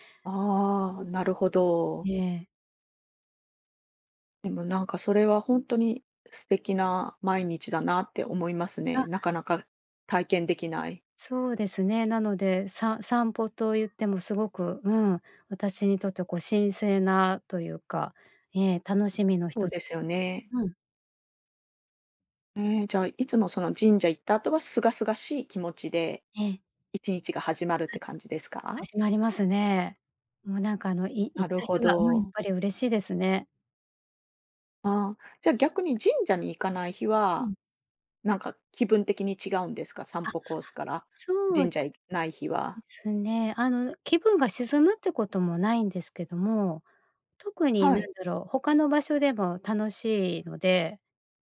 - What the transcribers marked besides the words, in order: none
- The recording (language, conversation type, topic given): Japanese, podcast, 散歩中に見つけてうれしいものは、どんなものが多いですか？